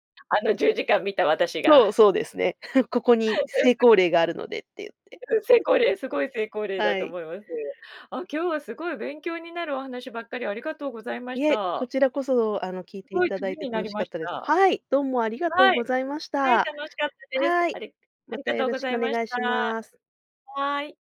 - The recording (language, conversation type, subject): Japanese, podcast, SNSとどう付き合っていますか？
- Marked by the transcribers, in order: chuckle; laugh; other background noise